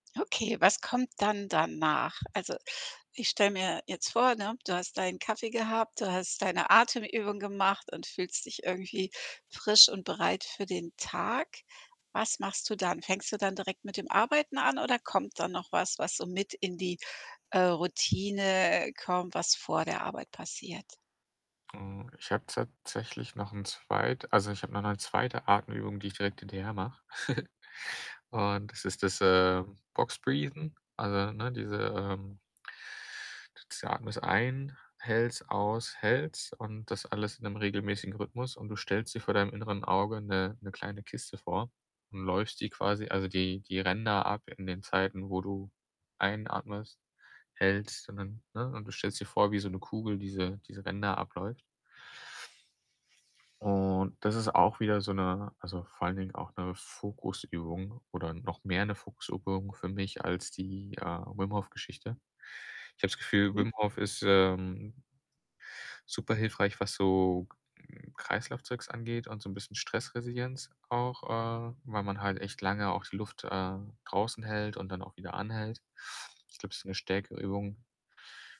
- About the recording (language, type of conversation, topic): German, podcast, Wie sieht deine Morgenroutine an einem ganz normalen Tag aus?
- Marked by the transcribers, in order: tapping; other background noise; static; chuckle; in English: "Box breathen"; unintelligible speech; distorted speech